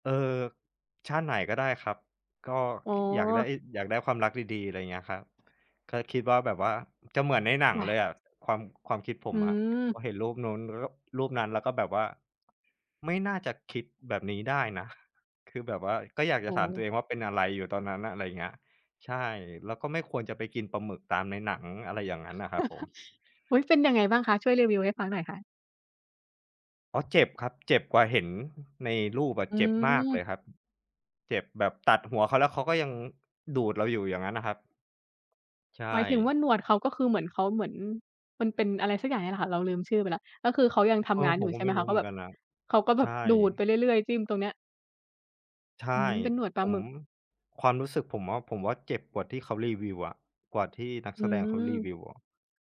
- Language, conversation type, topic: Thai, unstructured, ภาพถ่ายเก่าๆ มีความหมายกับคุณอย่างไร?
- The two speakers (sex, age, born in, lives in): female, 25-29, Thailand, Thailand; male, 35-39, Thailand, Thailand
- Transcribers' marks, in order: other background noise; chuckle